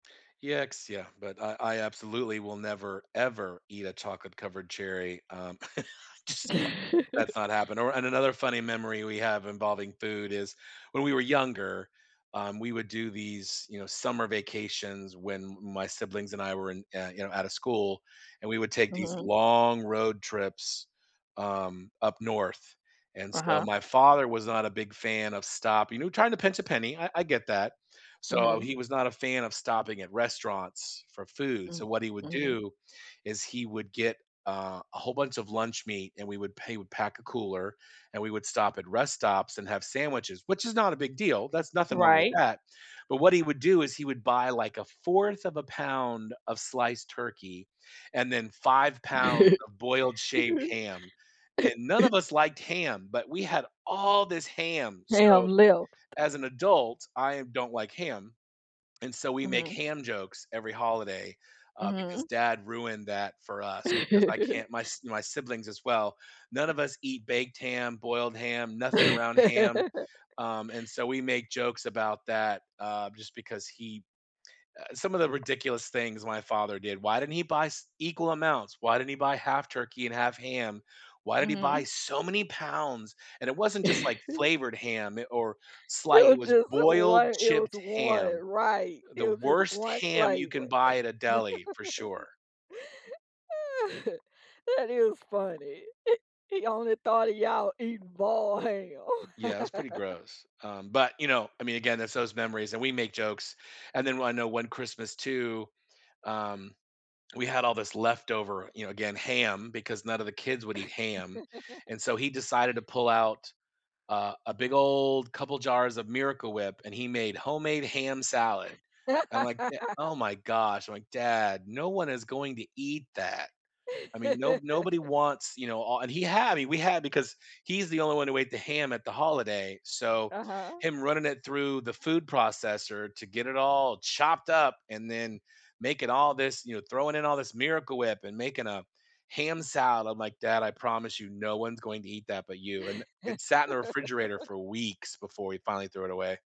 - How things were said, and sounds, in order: tapping; chuckle; laughing while speaking: "Just"; chuckle; other background noise; stressed: "long"; chuckle; giggle; cough; stressed: "all"; chuckle; laugh; chuckle; laughing while speaking: "It was just one it … eating boiled ham"; laugh; laugh; laugh; laugh; laugh
- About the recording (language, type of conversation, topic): English, unstructured, What’s a funny memory that still makes you laugh?
- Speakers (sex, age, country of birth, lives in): female, 40-44, United States, United States; male, 50-54, United States, United States